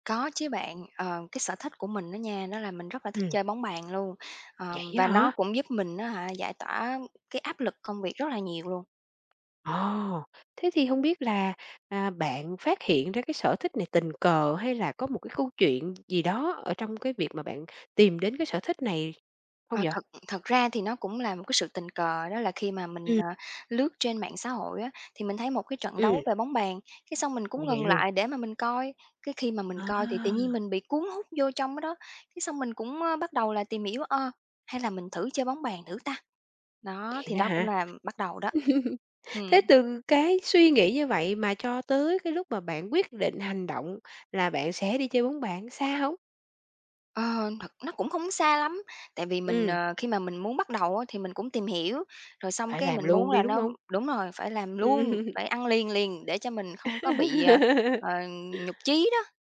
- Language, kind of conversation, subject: Vietnamese, podcast, Sở thích giúp bạn giải tỏa căng thẳng như thế nào?
- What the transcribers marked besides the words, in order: tapping; other background noise; chuckle; laughing while speaking: "Ừm"; laugh